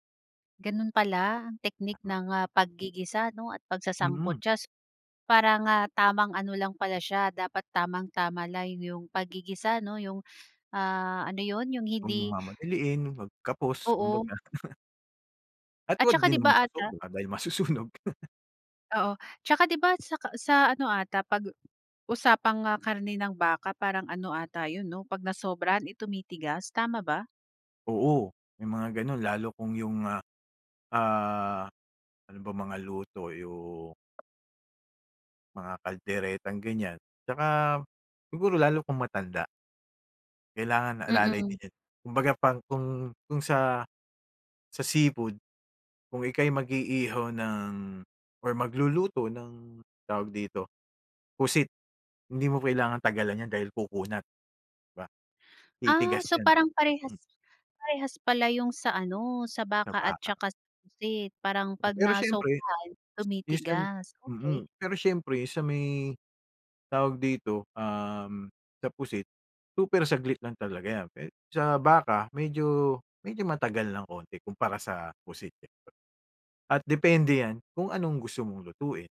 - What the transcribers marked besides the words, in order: other background noise; tapping; chuckle; laughing while speaking: "masusunog"
- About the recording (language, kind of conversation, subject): Filipino, podcast, Paano mo nadiskubre ang bagong pagkaing nagustuhan mo?